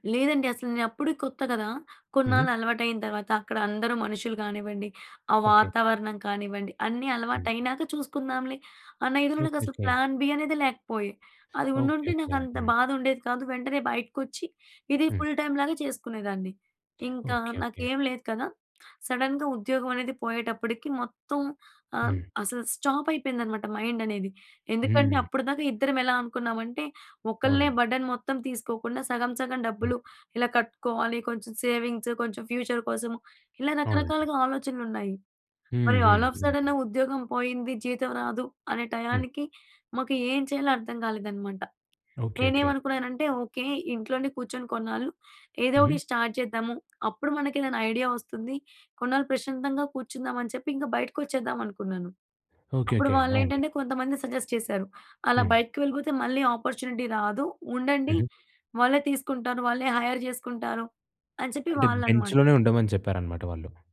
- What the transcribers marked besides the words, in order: in English: "ప్లాన్ బి"; in English: "ఫుల్ టైమ్"; in English: "సడన్‌గా"; in English: "స్టాప్"; in English: "మైండ్"; in English: "బర్డెన్"; in English: "ఫ్యూచర్"; in English: "ఆల్ ఆఫ్ సడెన్"; other noise; in English: "స్టార్ట్"; in English: "సజెస్ట్"; in English: "అపార్చునిటీ"; in English: "హైర్"; in English: "బెంచ్‌లోనే"
- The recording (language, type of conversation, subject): Telugu, podcast, ఉద్యోగం కోల్పోతే మీరు ఎలా కోలుకుంటారు?